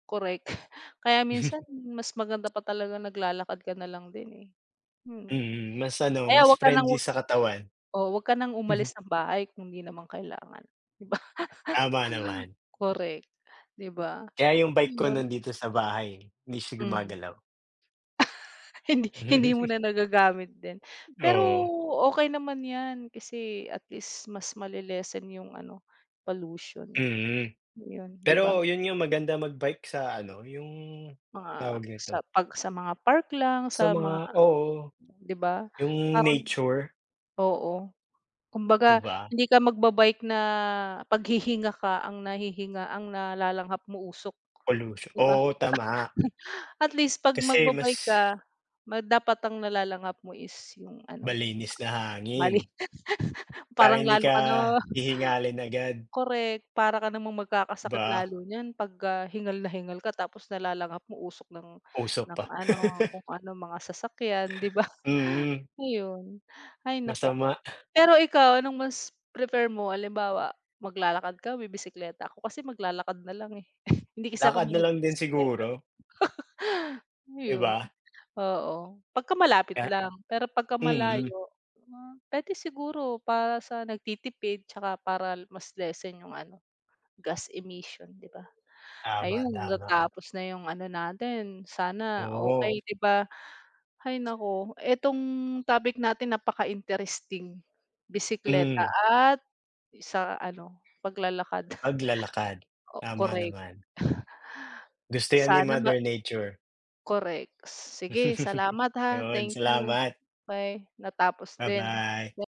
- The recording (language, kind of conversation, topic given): Filipino, unstructured, Ano ang opinyon mo tungkol sa paglalakad kumpara sa pagbibisikleta?
- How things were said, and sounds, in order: chuckle; other background noise; chuckle; laugh; other noise; chuckle; laugh; laugh; tapping; laugh; laugh; laugh